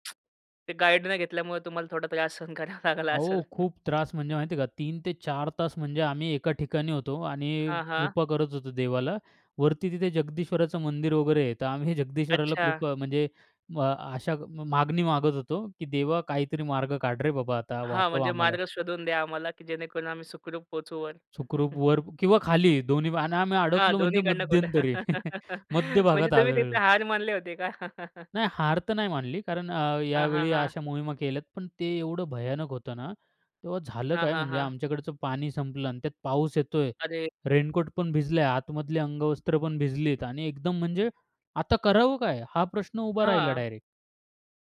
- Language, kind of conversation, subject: Marathi, podcast, साहसी छंद—उदा. ट्रेकिंग—तुम्हाला का आकर्षित करतात?
- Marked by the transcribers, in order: tsk; laughing while speaking: "त्रास सहन करावा लागला असेल"; chuckle; laugh; laughing while speaking: "म्हणजे तुम्ही तिथे हार मानले होते का?"; chuckle; laugh